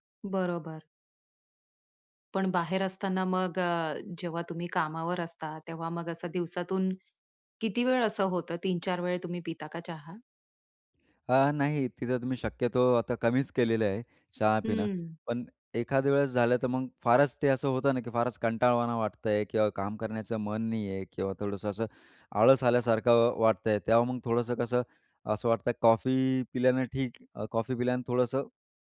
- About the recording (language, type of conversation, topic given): Marathi, podcast, सकाळी तुम्ही चहा घ्यायला पसंत करता की कॉफी, आणि का?
- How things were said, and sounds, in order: other background noise